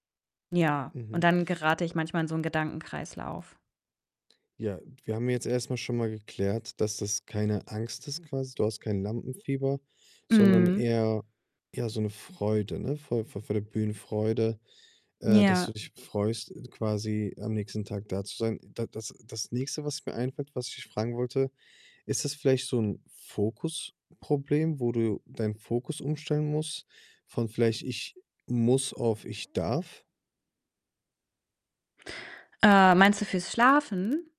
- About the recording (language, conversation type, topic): German, advice, Wie äußert sich deine Schlafangst vor einem wichtigen Ereignis oder einer Prüfungssituation?
- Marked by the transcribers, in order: distorted speech; stressed: "Fokusproblem"; other background noise; tapping